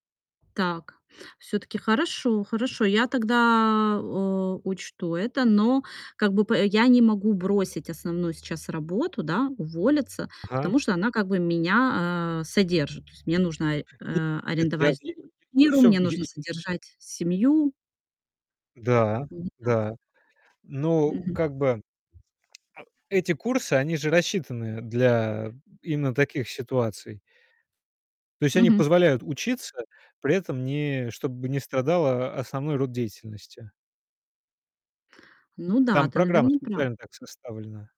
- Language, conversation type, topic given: Russian, advice, Как вы планируете вернуться к учёбе или сменить профессию в зрелом возрасте?
- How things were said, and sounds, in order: unintelligible speech; distorted speech; unintelligible speech